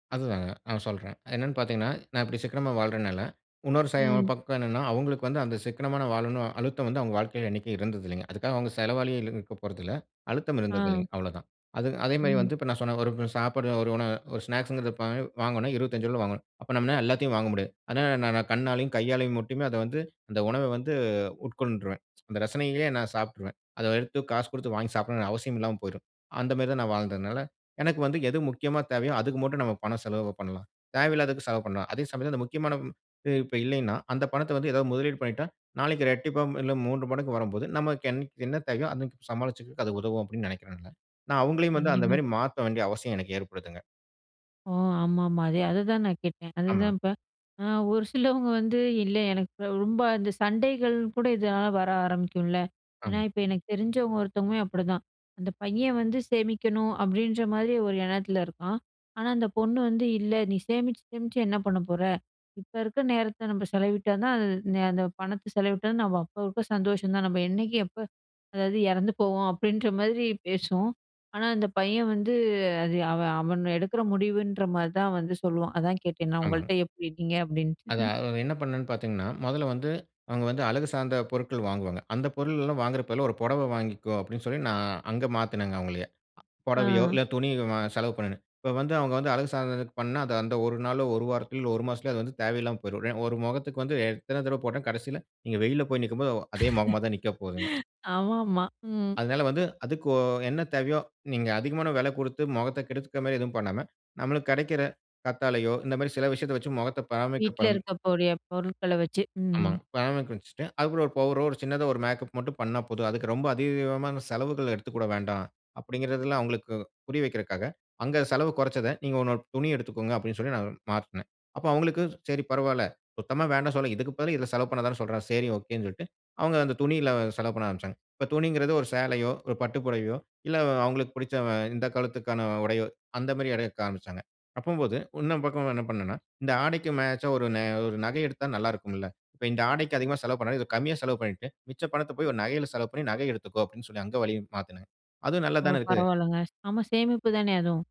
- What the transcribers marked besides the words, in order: unintelligible speech; "ஒருத்தவங்களும்" said as "ஒருத்தவங்கமே"; chuckle; "அவுங்கள" said as "அவுங்களய"; unintelligible speech; "சாதனதுக்குப்" said as "சாதனக்"; "தடவை" said as "தரவ"; chuckle; "இருக்கக்கூடிய" said as "இருக்கப்பொடிய"; "பவுடரோ" said as "பவுட்ரோ"; "அதிகமான" said as "அதிவீகமான"; "எடுத்துக்கொள்ள" said as "எடுத்துக்கூட"; "சொல்லல" said as "சொல்ல"; "சொல்றாரு" said as "சொல்றார்"; "எடுக்க" said as "ஏடகர்க்கு"; "இன்னொரு" said as "உன்ன"; "பண்ணாம" said as "பண்ணது"
- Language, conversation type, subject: Tamil, podcast, மாற்றம் நடந்த காலத்தில் உங்கள் பணவரவு-செலவுகளை எப்படிச் சரிபார்த்து திட்டமிட்டீர்கள்?